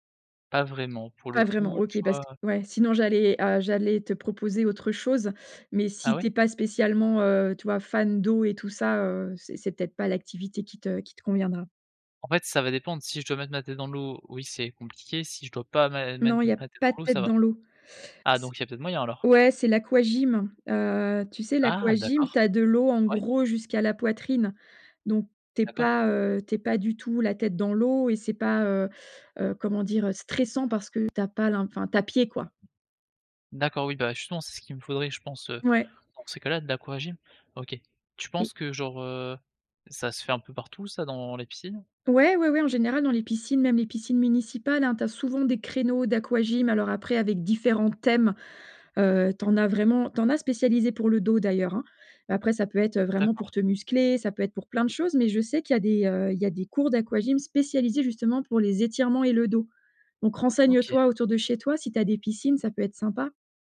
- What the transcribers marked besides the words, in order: tapping
- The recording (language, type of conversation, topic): French, advice, Quelle activité est la plus adaptée à mon problème de santé ?